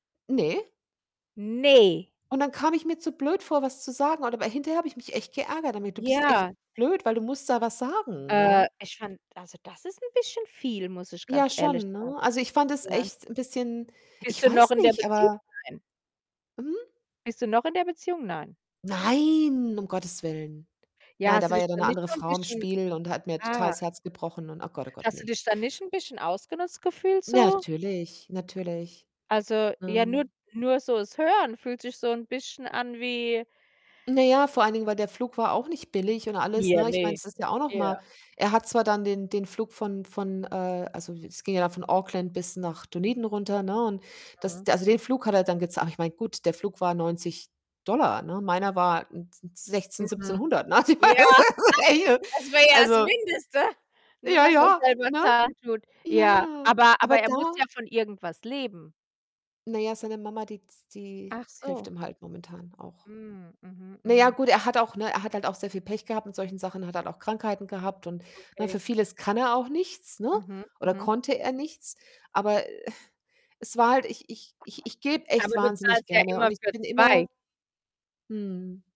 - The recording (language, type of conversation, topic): German, unstructured, Wie wichtig ist es dir, Geld für Erlebnisse auszugeben?
- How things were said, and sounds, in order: angry: "Ne!"; distorted speech; other background noise; drawn out: "Nein"; put-on voice: "Nein"; laughing while speaking: "ja"; laugh; laughing while speaking: "Mindeste"; laugh; unintelligible speech; joyful: "Ja, ja, ne?"; drawn out: "Ja"; sigh